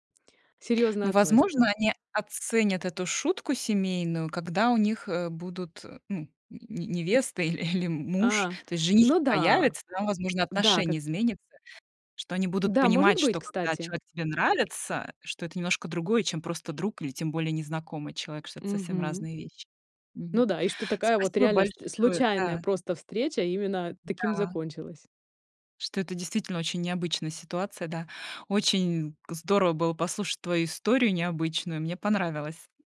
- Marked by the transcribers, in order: tapping
- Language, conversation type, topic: Russian, podcast, Когда случайная встреча резко изменила твою жизнь?